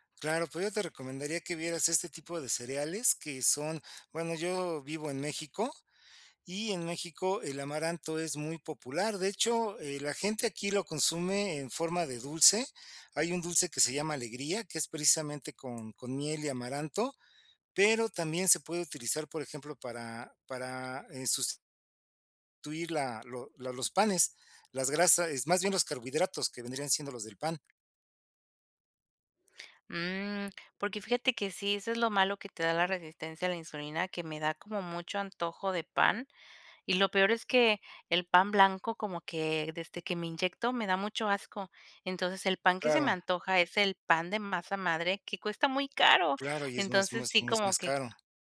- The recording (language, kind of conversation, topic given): Spanish, advice, ¿Cómo puedo comer más saludable con un presupuesto limitado cada semana?
- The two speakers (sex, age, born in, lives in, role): female, 30-34, Mexico, Mexico, user; male, 55-59, Mexico, Mexico, advisor
- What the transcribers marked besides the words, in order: tapping